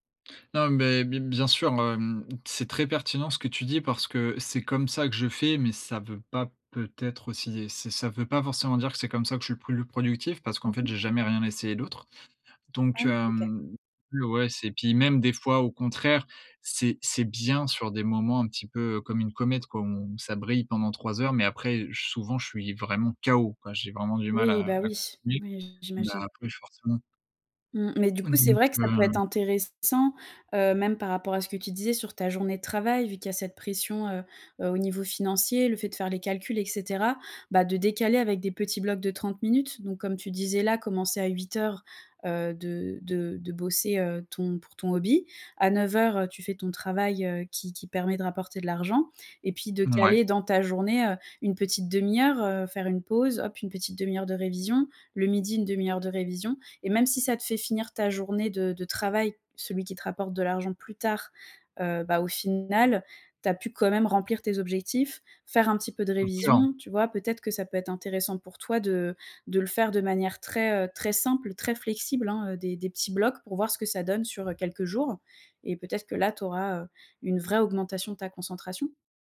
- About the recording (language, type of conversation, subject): French, advice, Comment garder une routine productive quand je perds ma concentration chaque jour ?
- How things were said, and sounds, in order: other background noise; stressed: "bien"; stressed: "vraie"